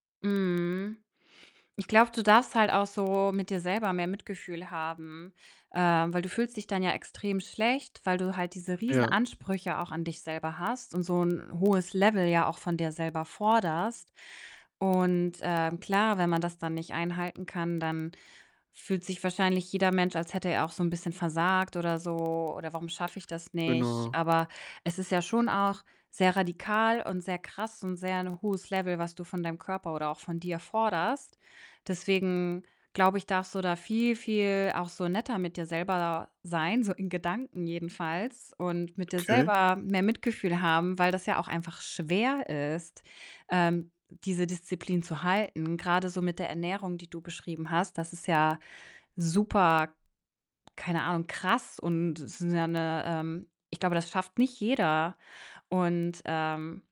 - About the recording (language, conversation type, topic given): German, advice, Wie fühlst du dich nach einem „Cheat-Day“ oder wenn du eine Extraportion gegessen hast?
- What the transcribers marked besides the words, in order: distorted speech; other background noise